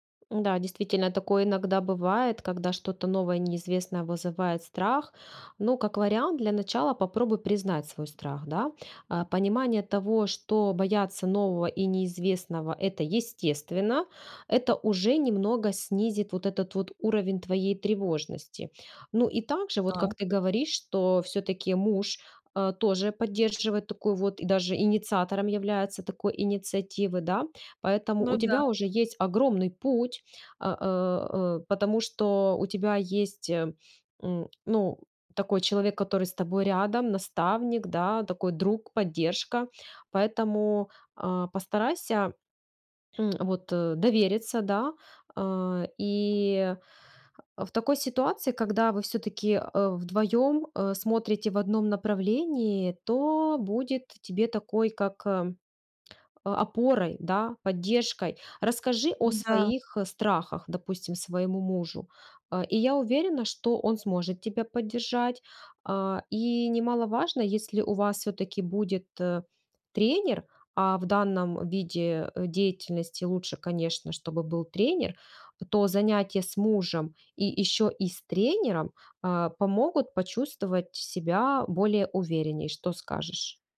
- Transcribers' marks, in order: none
- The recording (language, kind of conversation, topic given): Russian, advice, Как мне справиться со страхом пробовать новые хобби и занятия?